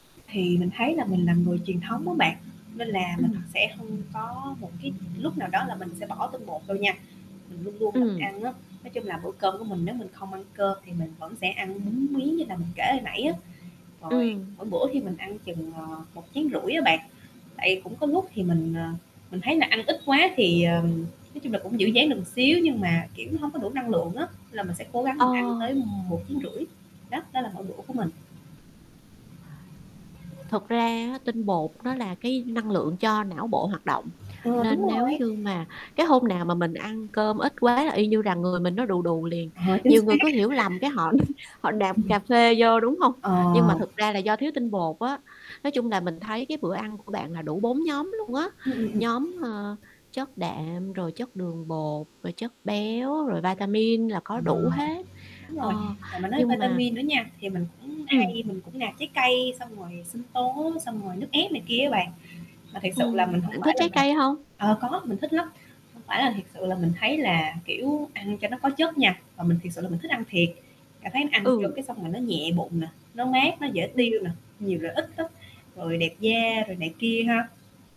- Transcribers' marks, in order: static; other street noise; horn; other background noise; tapping; distorted speech; chuckle; laughing while speaking: "họ"
- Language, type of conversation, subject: Vietnamese, podcast, Bạn có mẹo nào để ăn uống lành mạnh mà vẫn dễ áp dụng hằng ngày không?